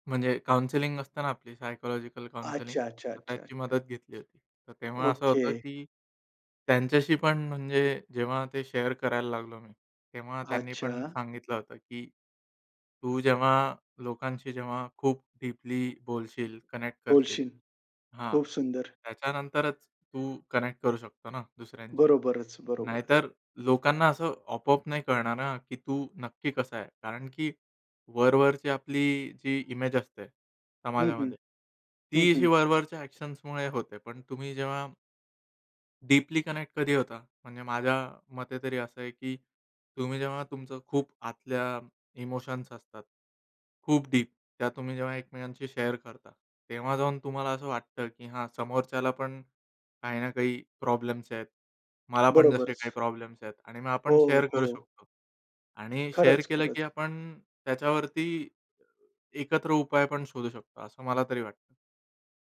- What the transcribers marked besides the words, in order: in English: "काउन्सेलिंग"; in English: "सायकॉलॉजिकल काउन्सेलिंग"; in English: "शेअर"; in English: "कनेक्ट"; in English: "कनेक्ट"; in English: "ॲक्शन्समुळे"; in English: "डीपली कनेक्ट"; in English: "शेअर"; tapping; in English: "शेअर"
- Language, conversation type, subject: Marathi, podcast, तू भावना व्यक्त करायला कसं शिकलास?